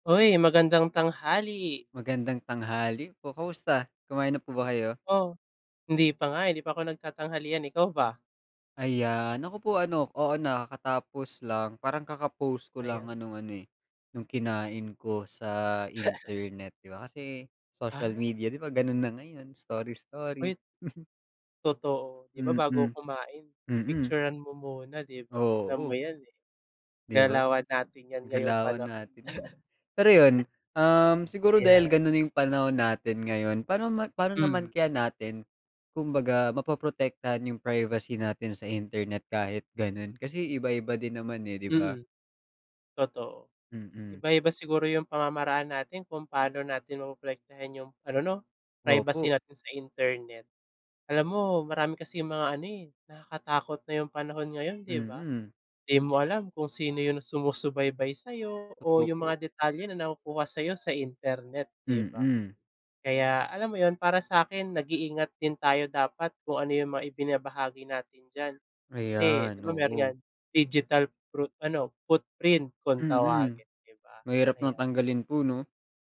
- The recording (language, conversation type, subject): Filipino, unstructured, Paano mo pinangangalagaan ang iyong pribasiya sa internet?
- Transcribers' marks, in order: laugh; chuckle; laugh